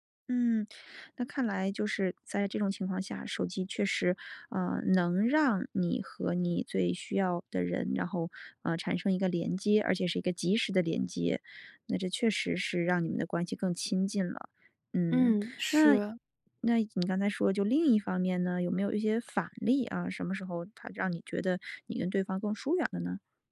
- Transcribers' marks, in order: none
- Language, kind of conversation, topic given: Chinese, podcast, 你觉得手机让人与人更亲近还是更疏远?